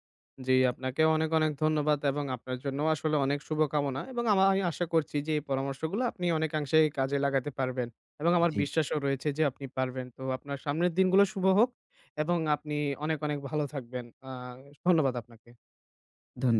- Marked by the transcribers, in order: none
- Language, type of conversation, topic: Bengali, advice, আপনি কি স্ক্রিনে বেশি সময় কাটানোর কারণে রাতে ঠিকমতো বিশ্রাম নিতে সমস্যায় পড়ছেন?